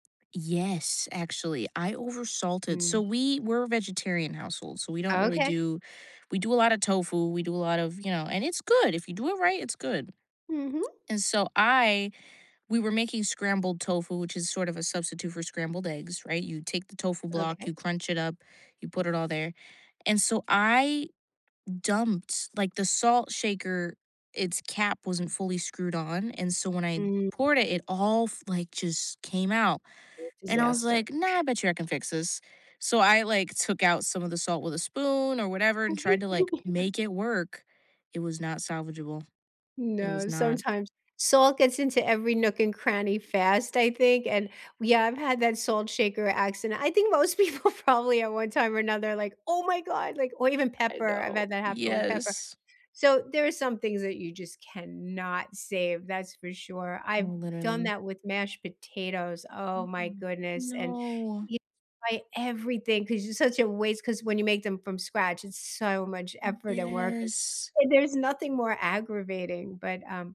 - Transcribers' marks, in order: other background noise; tapping; other noise; laugh; laughing while speaking: "people probably"; stressed: "cannot"
- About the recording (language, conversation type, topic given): English, unstructured, What’s a common cooking mistake people often don’t realize they make?
- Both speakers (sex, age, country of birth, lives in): female, 20-24, United States, United States; female, 65-69, United States, United States